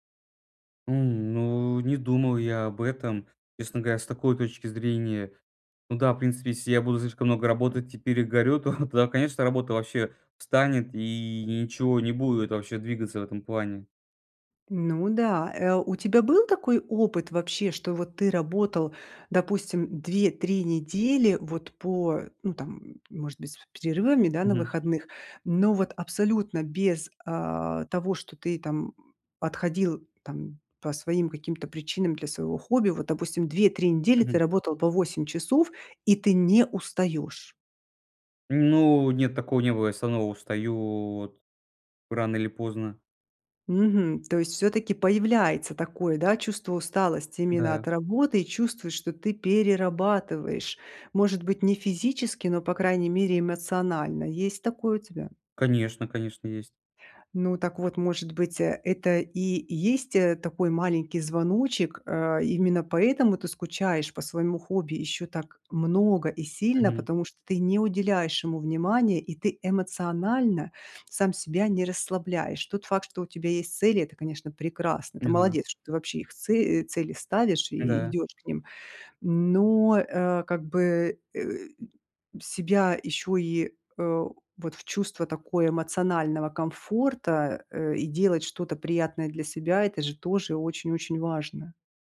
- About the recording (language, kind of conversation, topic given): Russian, advice, Как найти баланс между работой и личными увлечениями, если из-за работы не хватает времени на хобби?
- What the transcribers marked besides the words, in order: chuckle; tapping; other background noise